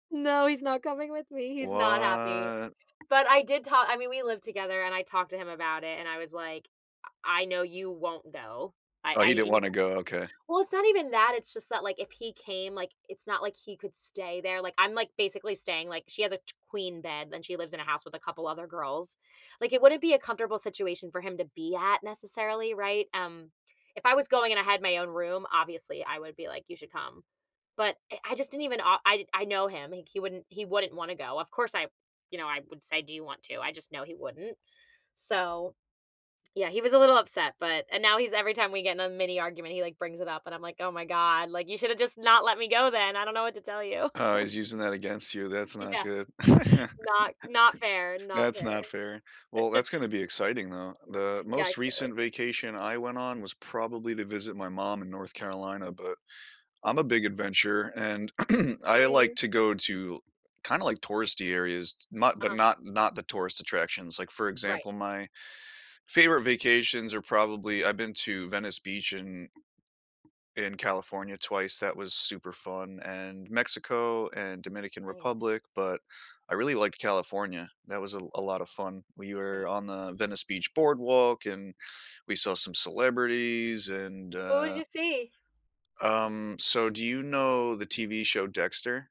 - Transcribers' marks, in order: drawn out: "What?"; tapping; laugh; laughing while speaking: "Yeah"; laugh; laugh; throat clearing
- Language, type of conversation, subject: English, unstructured, How do you usually prepare for a new travel adventure?